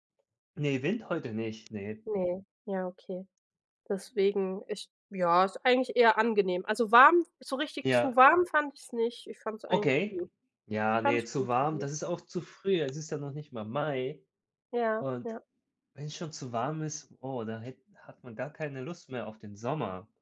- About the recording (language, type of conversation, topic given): German, unstructured, Welcher Film hat dich zuletzt richtig begeistert?
- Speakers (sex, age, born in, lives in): female, 40-44, Germany, France; male, 30-34, Japan, Germany
- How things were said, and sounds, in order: none